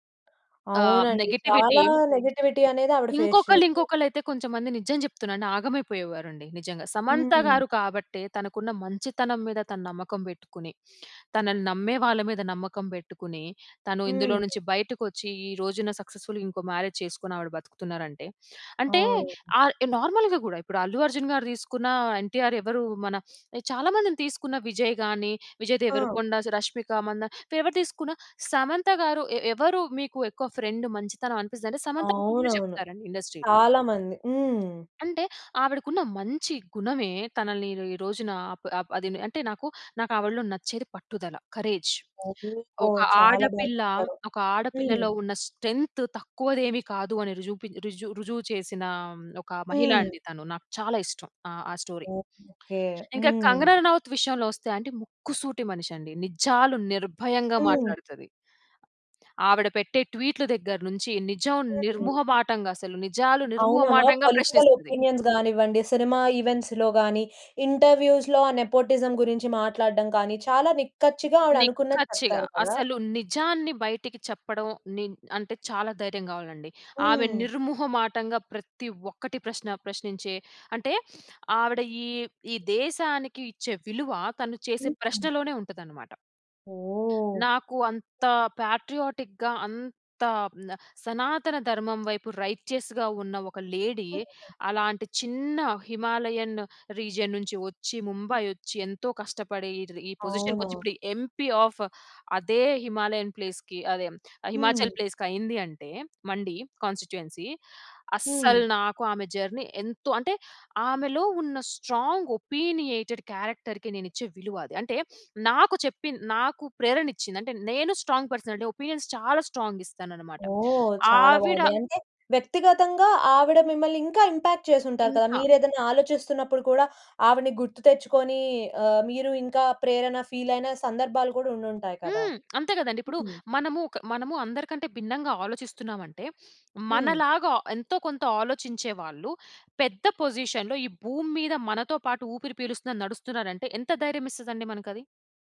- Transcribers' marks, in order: other background noise; in English: "నెగిటివిటీ"; in English: "నెగటివిటీ"; tapping; in English: "ఫేస్"; in English: "సక్సెస్ఫుల్"; in English: "మ్యారేజ్"; in English: "నార్మల్‌గా"; in English: "ఫ్రెండ్"; in English: "ఇండస్ట్రీలో"; in English: "కరేజ్"; stressed: "కరేజ్"; unintelligible speech; in English: "స్ట్రెంగ్త్"; in English: "స్టోరీ"; other noise; in English: "ట్వీట్‌లు"; stressed: "నిజం నిర్ముహటంగా"; in English: "పొలిటికల్ ఓపీనియన్స్"; in English: "ఈవెంట్స్‌లో"; in English: "ఇంటర్వ్యూస్‌లో"; in English: "నెపోటిసం"; stressed: "నిక్కచ్చిగా"; stressed: "నిక్కచ్చిగా"; stressed: "నిర్ముహమాటంగా"; sniff; in English: "పాట్రియాటిక్‌గా"; in English: "రైటియస్‌గా"; in English: "లేడీ"; in English: "హిమాలయన్ రీజియన్"; in English: "ఎంపీ ఆఫ్"; in English: "హిమాలయన్ ప్లేస్‌కి"; in English: "ప్లేస్‌కి"; in English: "కాన్స్టిట్యూయెన్సి"; in English: "జర్నీ"; in English: "స్ట్రాంగ్ ఒపీనియేటెడ్ క్యారెక్టర్‌కి"; sniff; in English: "స్ట్రాంగ్ పర్సనాలిటీ. ఒపీనియన్స్"; in English: "స్ట్రాంగ్"; in English: "ఇంపాక్ట్"; in English: "ఫీల్"; sniff; in English: "పొజిషన్‌లో"
- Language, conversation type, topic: Telugu, podcast, మీ శైలికి ప్రేరణనిచ్చే వ్యక్తి ఎవరు?